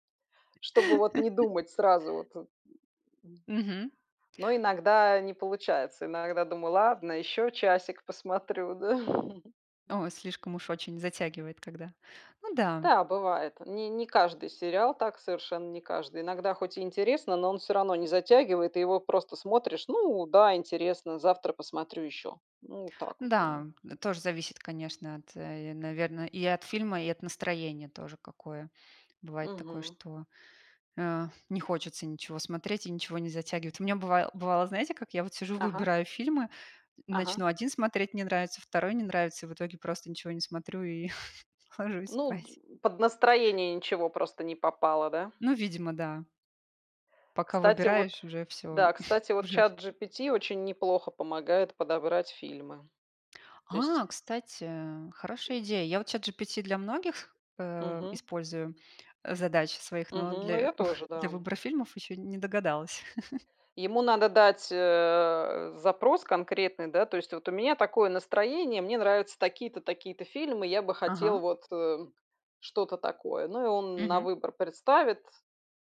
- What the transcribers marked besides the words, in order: tapping; laugh; other noise; chuckle; laughing while speaking: "ложусь спать"; chuckle; chuckle; chuckle
- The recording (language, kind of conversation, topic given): Russian, unstructured, Какое значение для тебя имеют фильмы в повседневной жизни?